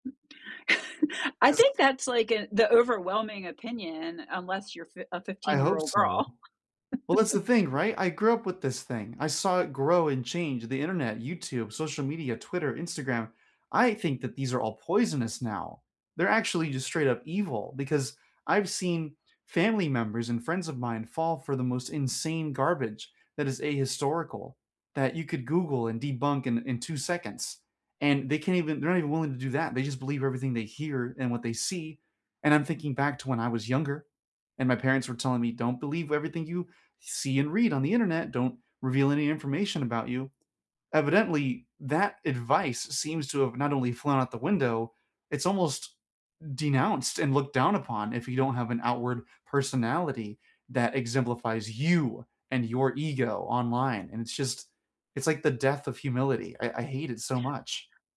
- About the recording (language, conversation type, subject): English, unstructured, Why do some people deny facts about major historical events?
- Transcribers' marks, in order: other background noise; chuckle; laugh; stressed: "you"